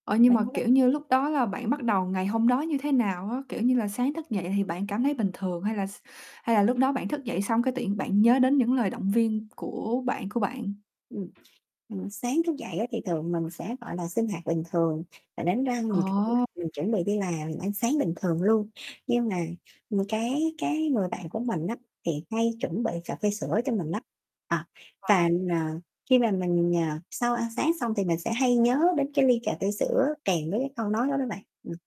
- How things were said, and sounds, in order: other background noise; distorted speech; tapping
- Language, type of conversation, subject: Vietnamese, podcast, Một ngày tưởng như bình thường đã trở thành bước ngoặt trong cuộc đời bạn như thế nào?